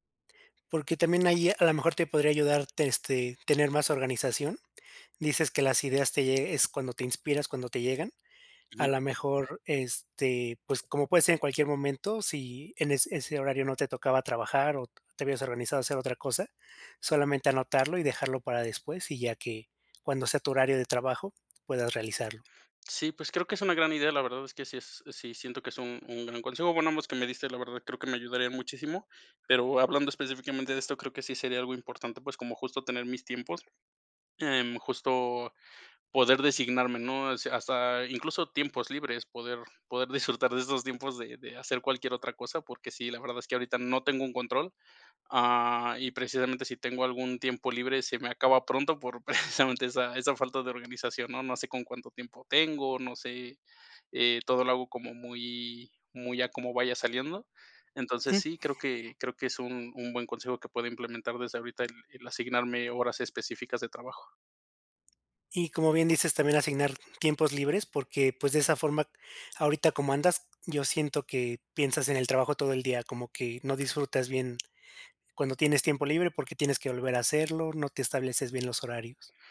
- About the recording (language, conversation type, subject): Spanish, advice, ¿Cómo puedo manejar la soledad, el estrés y el riesgo de agotamiento como fundador?
- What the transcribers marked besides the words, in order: tapping; laughing while speaking: "precisamente"; other background noise